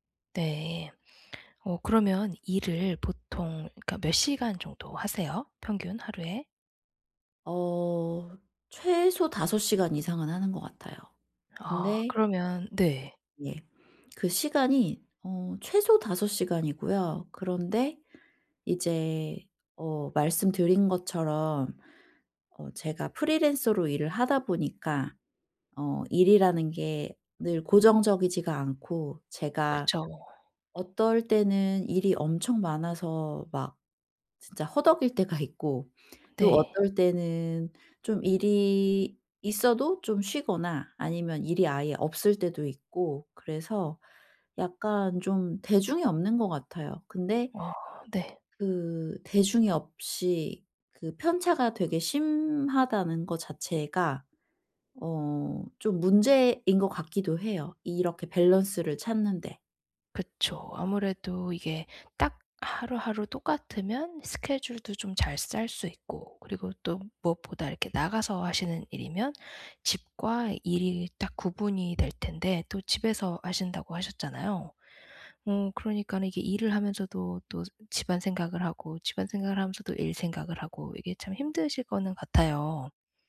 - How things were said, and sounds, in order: unintelligible speech; laughing while speaking: "허덕일 때가"; in English: "밸런스를"; other background noise
- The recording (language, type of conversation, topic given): Korean, advice, 일과 가족의 균형을 어떻게 맞출 수 있을까요?